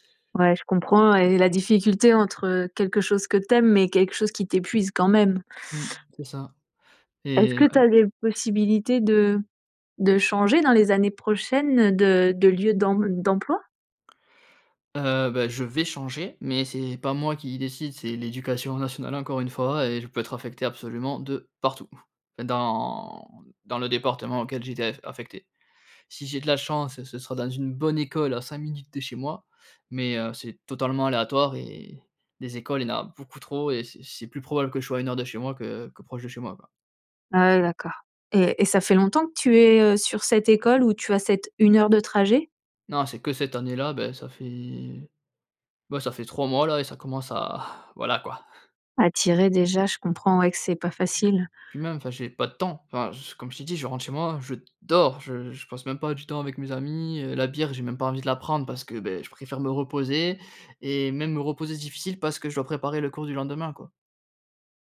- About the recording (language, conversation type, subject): French, advice, Comment décririez-vous votre épuisement émotionnel après de longues heures de travail ?
- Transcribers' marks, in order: stressed: "partout"; drawn out: "dans"; stressed: "que"; drawn out: "fait"; exhale; chuckle; stressed: "dors"